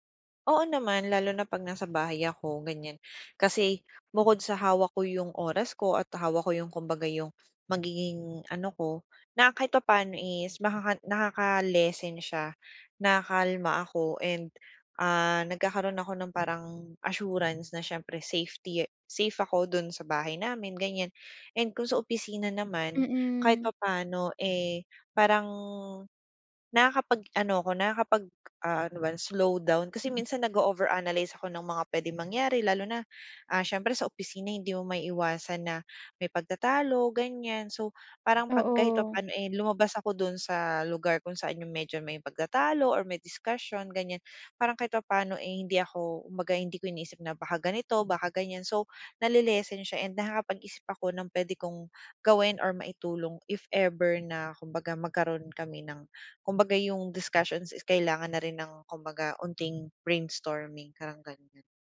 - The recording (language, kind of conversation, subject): Filipino, advice, Paano ko mababawasan ang pagiging labis na sensitibo sa ingay at sa madalas na paggamit ng telepono?
- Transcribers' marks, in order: fan; other background noise